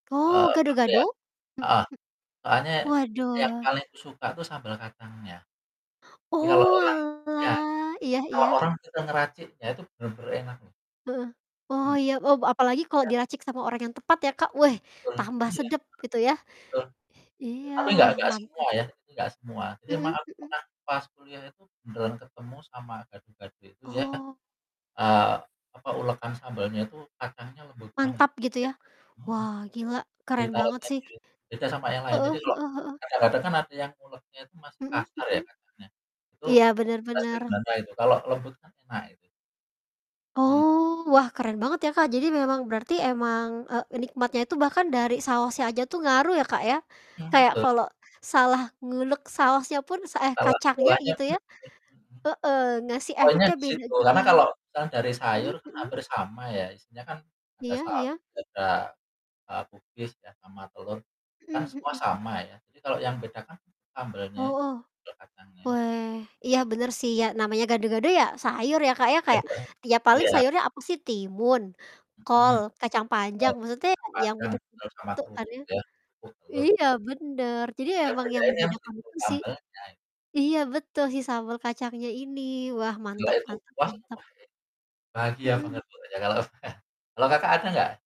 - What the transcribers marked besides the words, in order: static; drawn out: "Oalah"; distorted speech; tapping; other background noise; laughing while speaking: "saya"
- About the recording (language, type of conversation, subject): Indonesian, unstructured, Makanan apa yang selalu bisa membuatmu bahagia?